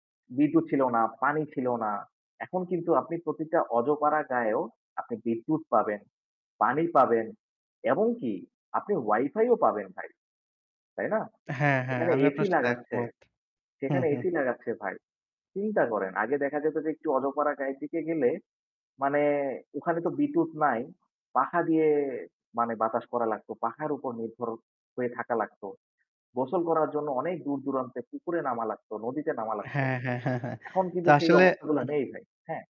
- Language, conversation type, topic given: Bengali, unstructured, তুমি কি মনে করো প্রযুক্তি আমাদের জীবনে কেমন প্রভাব ফেলে?
- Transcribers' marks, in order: static; tapping